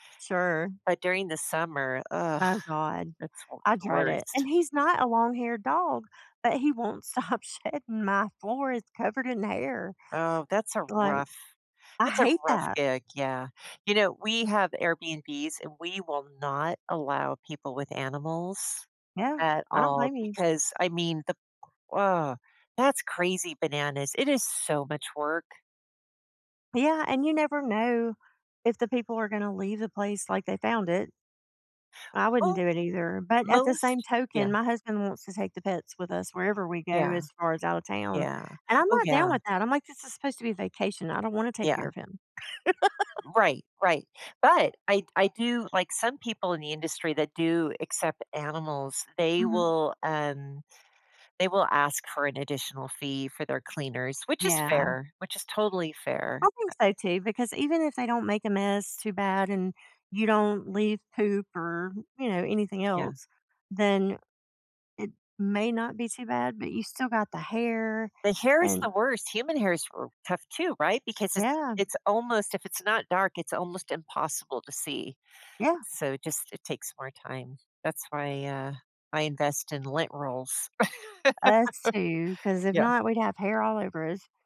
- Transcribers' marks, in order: disgusted: "ugh"; laughing while speaking: "stop shedding"; stressed: "not"; tapping; surprised: "Oh, yeah"; laugh; laugh
- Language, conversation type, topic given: English, unstructured, What pet qualities should I look for to be a great companion?